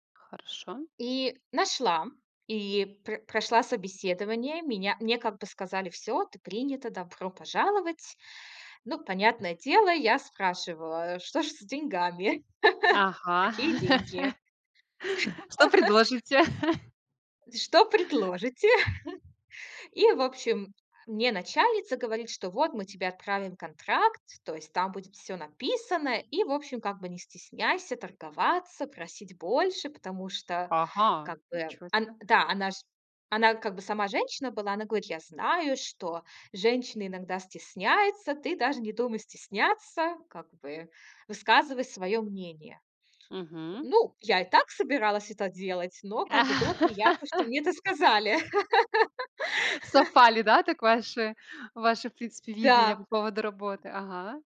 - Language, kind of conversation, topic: Russian, podcast, Когда стоит менять работу ради счастья?
- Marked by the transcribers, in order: tapping; laugh; chuckle; surprised: "Ага, ничё се"; other background noise; laugh; laugh